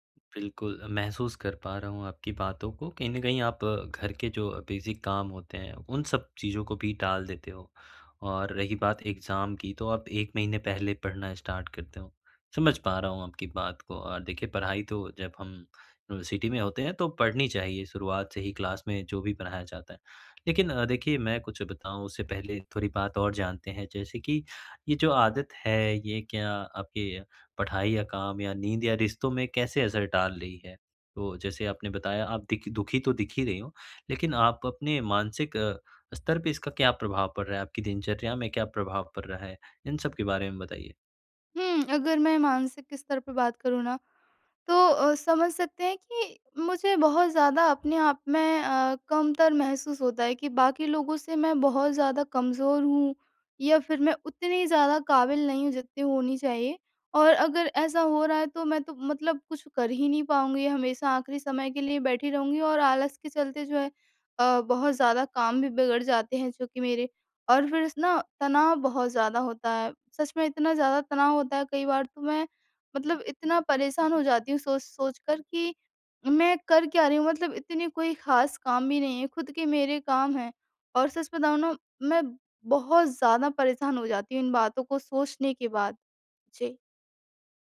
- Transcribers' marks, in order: in English: "एग्ज़ाम"; in English: "स्टार्ट"; in English: "क्लास"
- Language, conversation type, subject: Hindi, advice, मैं काम टालने और हर बार आख़िरी पल में घबराने की आदत को कैसे बदल सकता/सकती हूँ?